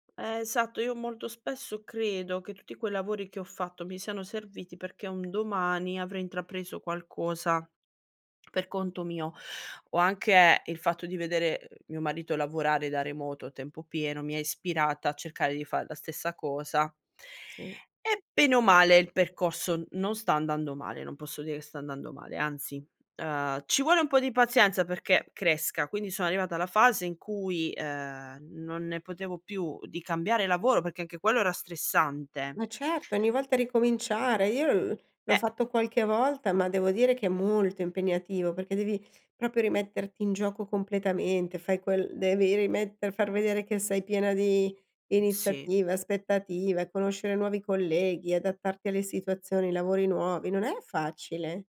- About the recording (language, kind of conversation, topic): Italian, podcast, Quali segnali indicano che è ora di cambiare lavoro?
- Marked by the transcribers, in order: "proprio" said as "propio"